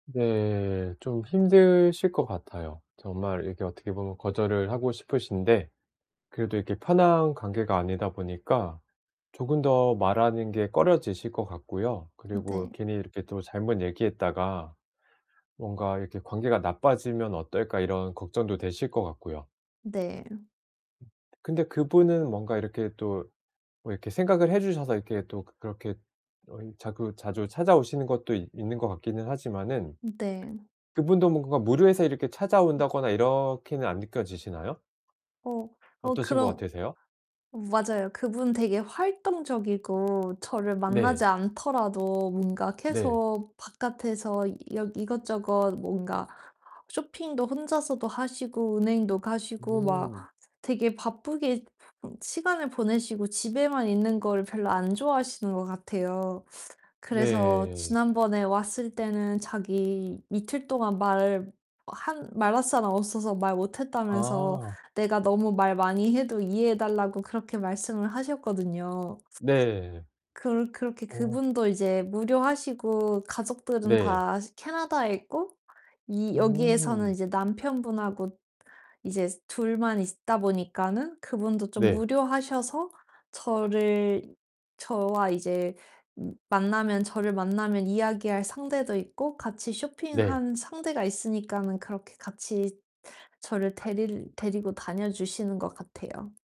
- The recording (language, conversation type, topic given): Korean, advice, 사람들에게 ‘아니오’라고 말하기 어려울 때 어떻게 개인적 경계를 세우고 지킬 수 있나요?
- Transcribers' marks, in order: other background noise; distorted speech; tapping